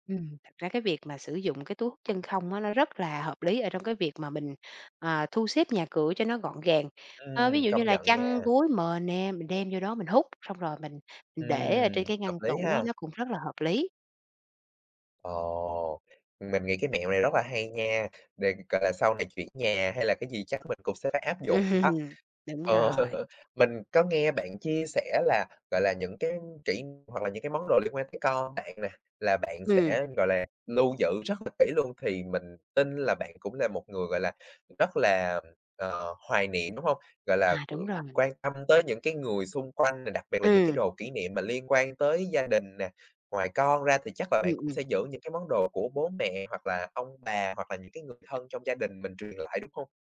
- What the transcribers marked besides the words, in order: tapping; laughing while speaking: "Ừm"; laughing while speaking: "Ờ"; other background noise
- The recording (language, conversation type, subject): Vietnamese, podcast, Bạn xử lý đồ kỷ niệm như thế nào khi muốn sống tối giản?